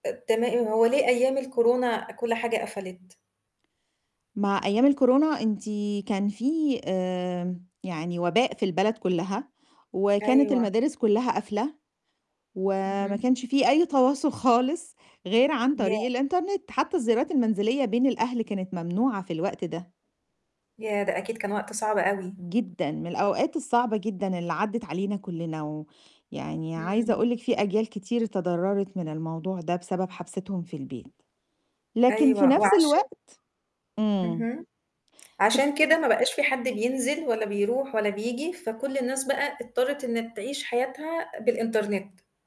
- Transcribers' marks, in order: static; tapping; distorted speech
- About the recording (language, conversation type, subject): Arabic, podcast, احكيلنا عن تجربتك في التعلّم أونلاين، كانت عاملة إيه؟